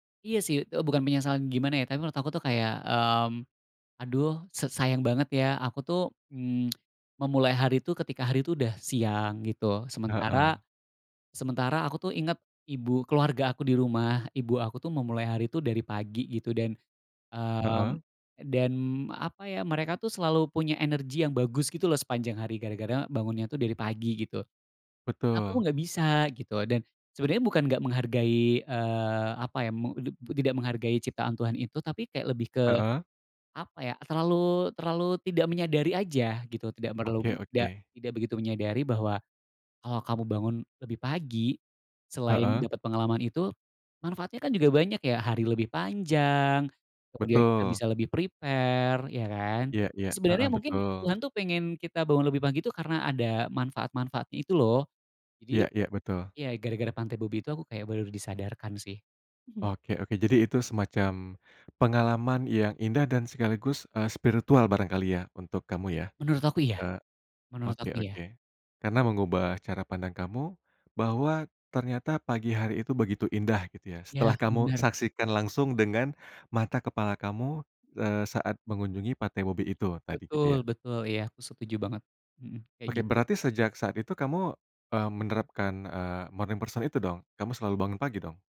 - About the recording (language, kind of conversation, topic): Indonesian, podcast, Ceritakan momen matahari terbit atau terbenam yang paling kamu ingat?
- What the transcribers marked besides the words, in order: tongue click; in English: "prepare"; tapping; in English: "morning person"